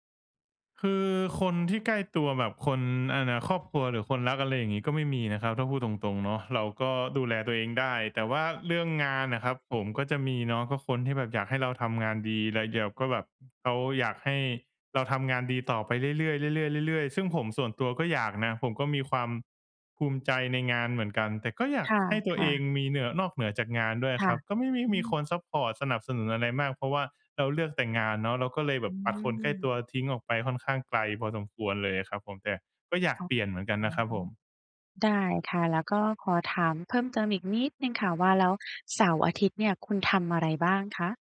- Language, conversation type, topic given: Thai, advice, ฉันจะรู้สึกเห็นคุณค่าในตัวเองได้อย่างไร โดยไม่เอาผลงานมาเป็นตัวชี้วัด?
- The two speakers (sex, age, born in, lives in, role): female, 35-39, Thailand, Thailand, advisor; male, 25-29, Thailand, Thailand, user
- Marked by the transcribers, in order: unintelligible speech